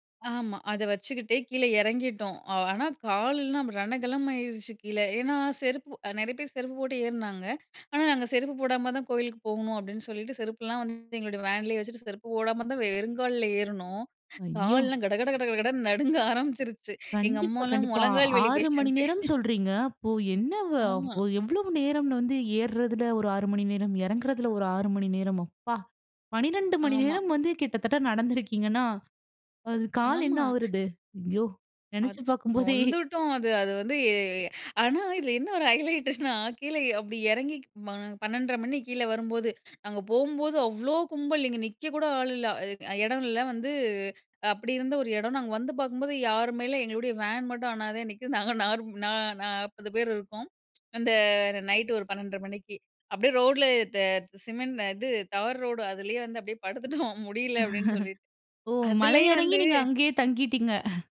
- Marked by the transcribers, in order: other noise; surprised: "ஐயோ!"; laughing while speaking: "நடுங்க ஆரம்பிச்சுருச்சு"; surprised: "ஆறு மணி நேரம் சொல்றீங்க, அப்போ … ஐயோ நினைச்சு பார்க்கும்போதே"; in English: "பேஷண்ட்டு"; laugh; other background noise; laughing while speaking: "பார்க்கும்போதே"; drawn out: "ஏ"; laughing while speaking: "ஹைலைட்டுனா"; in English: "ஹைலைட்டுனா"; laughing while speaking: "நாங்க"; tapping; laughing while speaking: "படுத்துட்டோம்"; chuckle; chuckle
- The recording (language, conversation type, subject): Tamil, podcast, ஒரு நினைவில் பதிந்த மலைநடை அனுபவத்தைப் பற்றி சொல்ல முடியுமா?